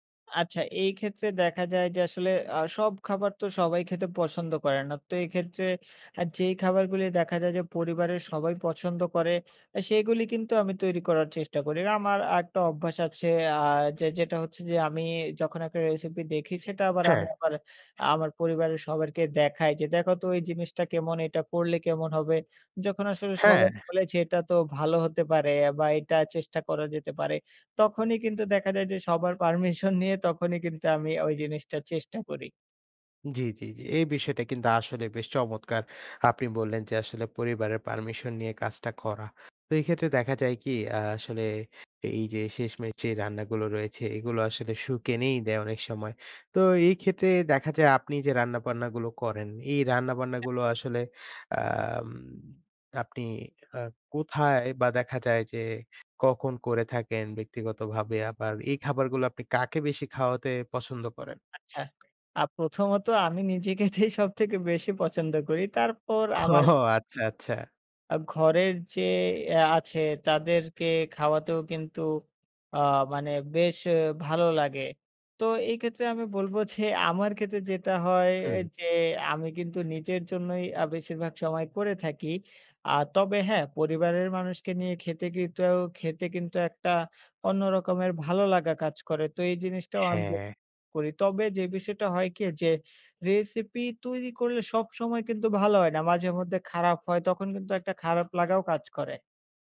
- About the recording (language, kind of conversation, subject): Bengali, podcast, বাড়ির রান্নার মধ্যে কোন খাবারটি আপনাকে সবচেয়ে বেশি সুখ দেয়?
- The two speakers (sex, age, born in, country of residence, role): male, 20-24, Bangladesh, Bangladesh, guest; male, 20-24, Bangladesh, Bangladesh, host
- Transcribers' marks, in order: "সবাইকে" said as "সবারকে"; other background noise; laughing while speaking: "পারমিশন নিয়ে"; unintelligible speech; tapping; laughing while speaking: "খেতেই"; laughing while speaking: "ও"; laughing while speaking: "যে"; "কিন্তু" said as "কিতৌ"; unintelligible speech